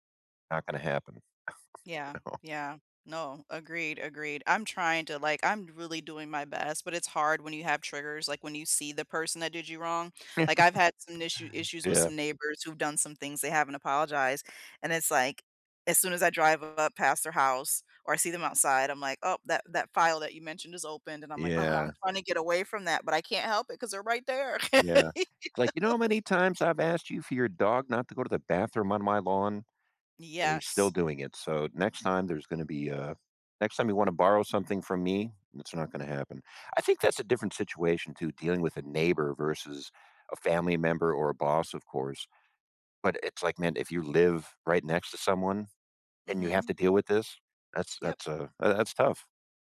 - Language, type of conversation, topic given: English, unstructured, How do you deal with someone who refuses to apologize?
- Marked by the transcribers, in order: chuckle; laughing while speaking: "You know?"; laugh; sigh; laughing while speaking: "You know"